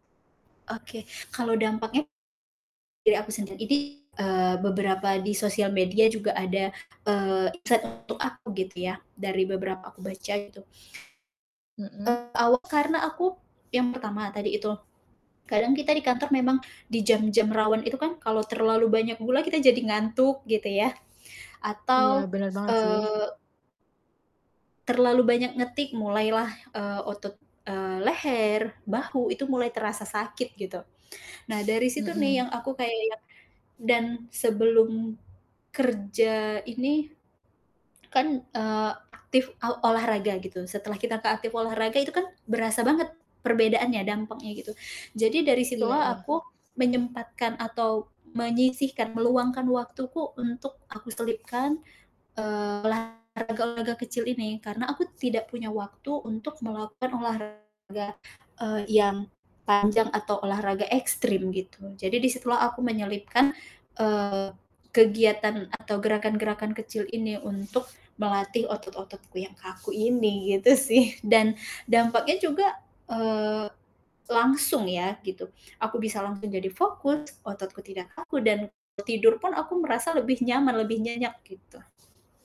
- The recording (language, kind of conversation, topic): Indonesian, podcast, Bagaimana cara tetap aktif meski harus duduk bekerja seharian?
- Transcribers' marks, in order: other background noise; distorted speech; in English: "insight"